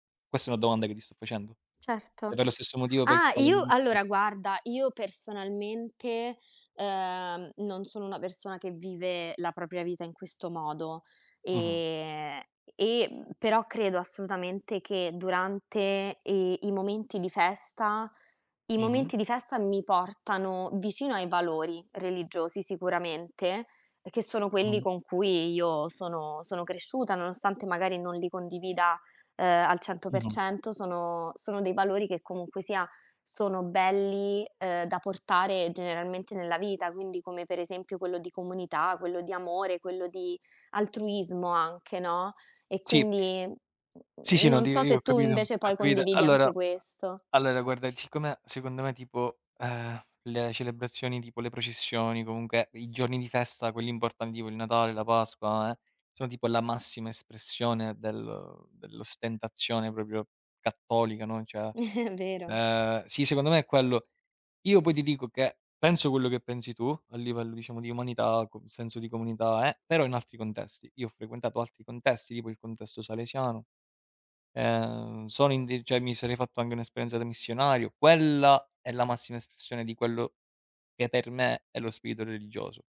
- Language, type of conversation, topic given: Italian, unstructured, Qual è un ricordo felice che associ a una festa religiosa?
- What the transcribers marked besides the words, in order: unintelligible speech; "importanti" said as "imbortandi"; drawn out: "eh"; other background noise; chuckle; drawn out: "eh"; "contesti" said as "condesti"; "anche" said as "anghe"